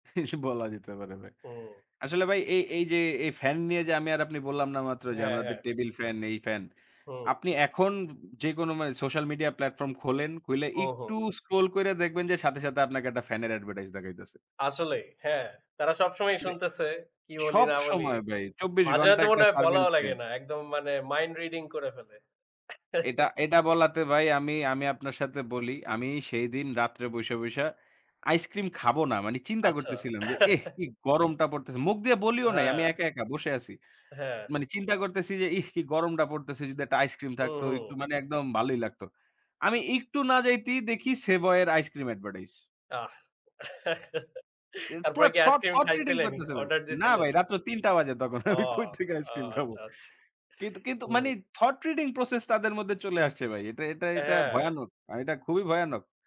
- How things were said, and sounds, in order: laughing while speaking: "এই বলা যেতে পারে ভাই"; "আমাদের" said as "আমরাদের"; in English: "social media platform"; other noise; in English: "surveil scan"; "surveillance" said as "surveil"; chuckle; chuckle; chuckle; in English: "thought reading"; laughing while speaking: "আমি কই থেকে ice cream খাবো?"; "মানে" said as "মানি"; in English: "thought reading process"; tapping
- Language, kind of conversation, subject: Bengali, unstructured, অনলাইনে মানুষের ব্যক্তিগত তথ্য বিক্রি করা কি উচিত?